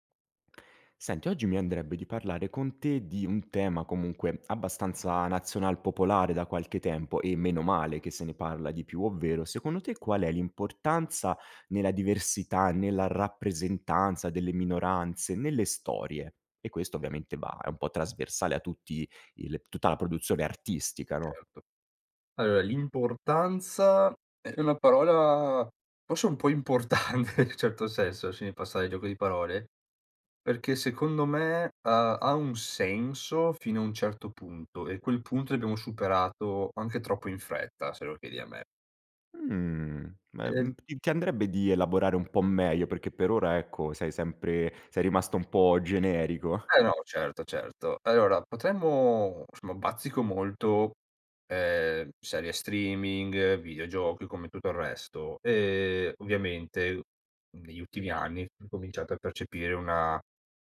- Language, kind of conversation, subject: Italian, podcast, Qual è, secondo te, l’importanza della diversità nelle storie?
- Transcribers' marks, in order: "allora" said as "alloa"; laughing while speaking: "importante"; "lasciami" said as "escemi"; other background noise; chuckle